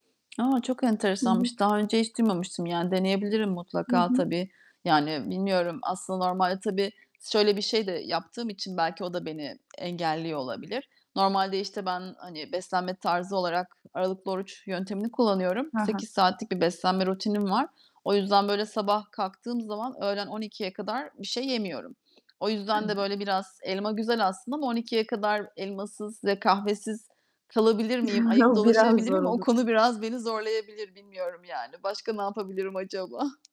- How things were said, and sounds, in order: other background noise; distorted speech; tapping; chuckle; giggle
- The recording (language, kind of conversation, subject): Turkish, advice, Kafein veya alkol tüketiminiz uykunuzu bozmaya başladı mı?